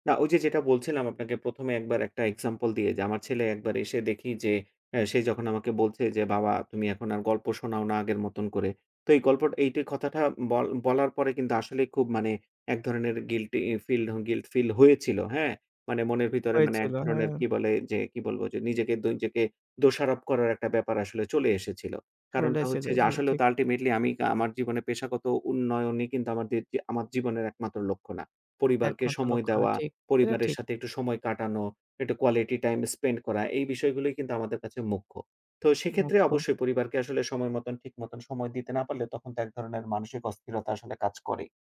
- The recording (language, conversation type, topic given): Bengali, podcast, আপনি কীভাবে কাজের উদ্দেশ্যকে পরিবারের প্রত্যাশা ও চাহিদার সঙ্গে সামঞ্জস্য করেছেন?
- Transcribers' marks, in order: in English: "আল্টিমেটলি"; in English: "কোয়ালিটি টাইম স্পেন্ড"; tapping